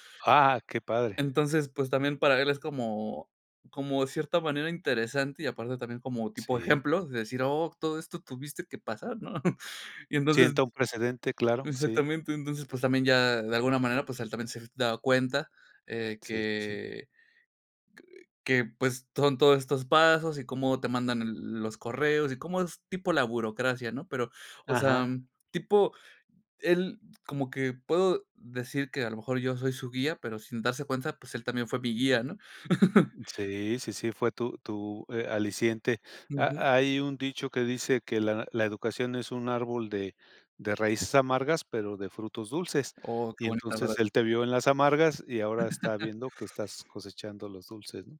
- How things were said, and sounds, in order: chuckle; chuckle; laugh
- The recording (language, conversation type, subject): Spanish, podcast, ¿Quién fue la persona que más te guió en tu carrera y por qué?